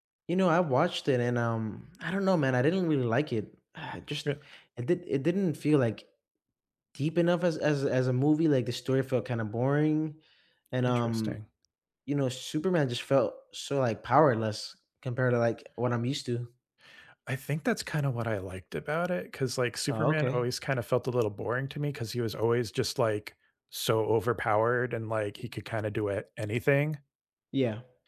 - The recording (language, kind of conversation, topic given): English, unstructured, What was the first movie that made you love going to the cinema?
- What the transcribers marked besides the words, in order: other background noise